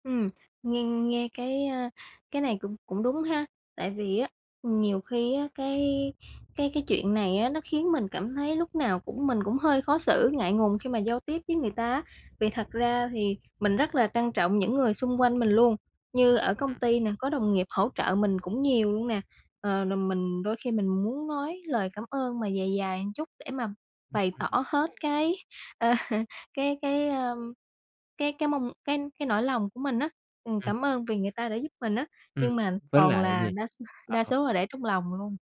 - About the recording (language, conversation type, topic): Vietnamese, advice, Làm thế nào để khen ngợi hoặc ghi nhận một cách chân thành để động viên người khác?
- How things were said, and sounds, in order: tapping; "một" said as "ừn"; laughing while speaking: "ờ"